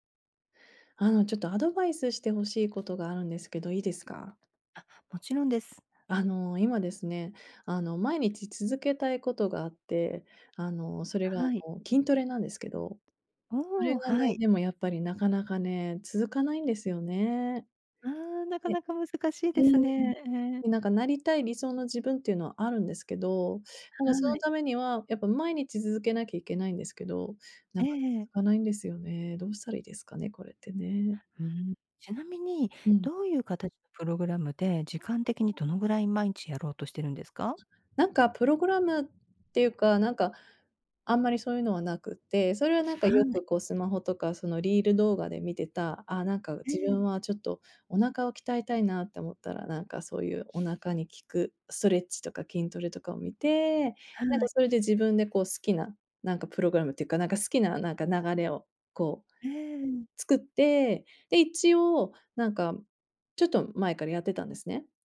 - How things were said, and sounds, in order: other background noise; other noise; "続け" said as "づづけ"
- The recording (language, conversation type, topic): Japanese, advice, 小さな習慣を積み重ねて、理想の自分になるにはどう始めればよいですか？